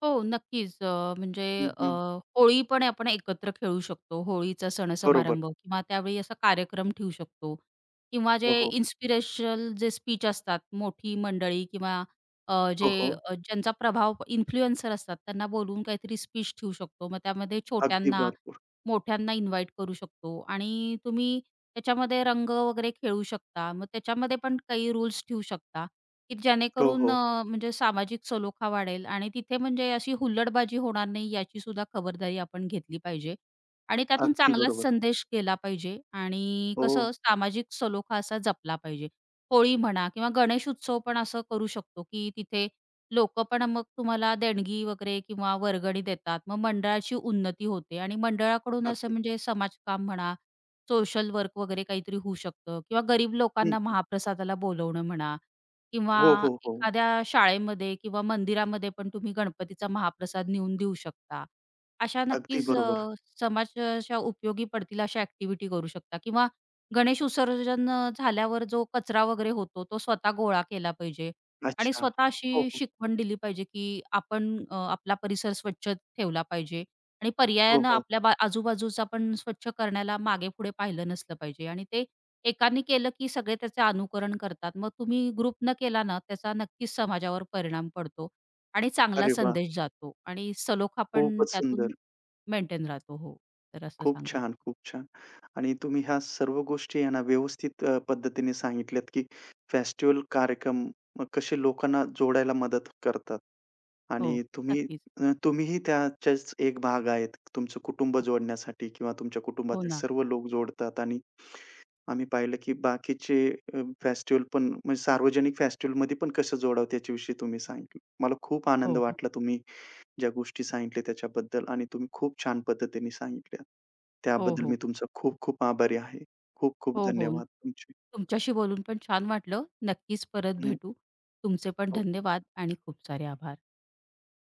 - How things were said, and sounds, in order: tapping; other background noise; in English: "इन्फ्लुएन्सर"; in English: "इन्व्हाईट"; "विसर्जन" said as "ऊसर्जन"; in English: "ग्रुप"
- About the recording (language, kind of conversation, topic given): Marathi, podcast, सण आणि कार्यक्रम लोकांना पुन्हा एकत्र आणण्यात कशी मदत करतात?